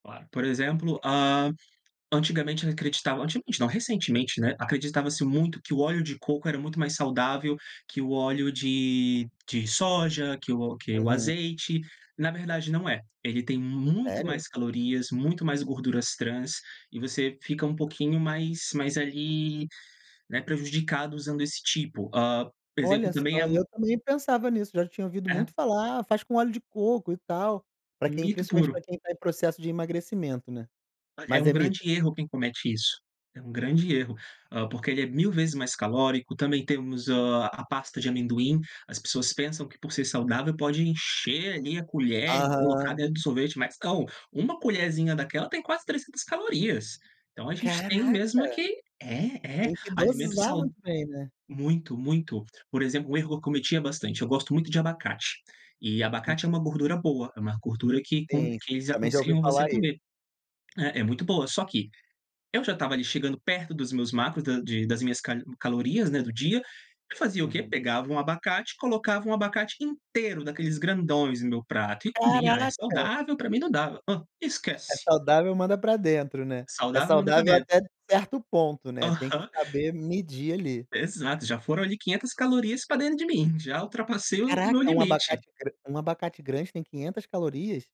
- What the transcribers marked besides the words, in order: surprised: "Caraca"
- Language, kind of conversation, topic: Portuguese, podcast, Como você equilibra comida gostosa e alimentação saudável?